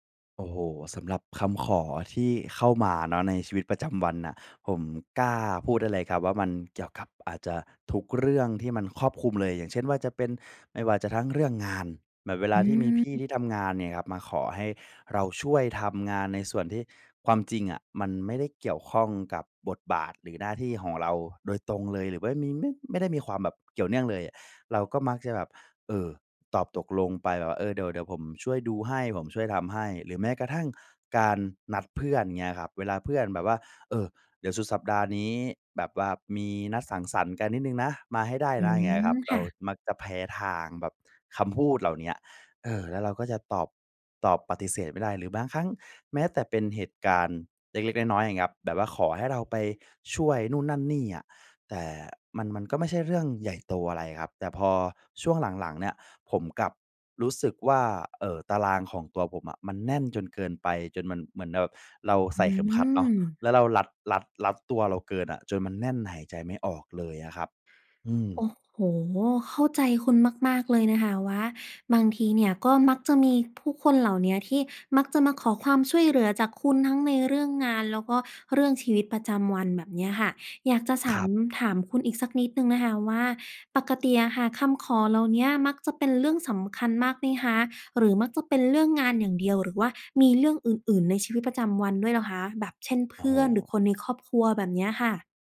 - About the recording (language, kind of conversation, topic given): Thai, advice, คุณมักตอบตกลงทุกคำขอจนตารางแน่นเกินไปหรือไม่?
- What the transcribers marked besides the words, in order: tapping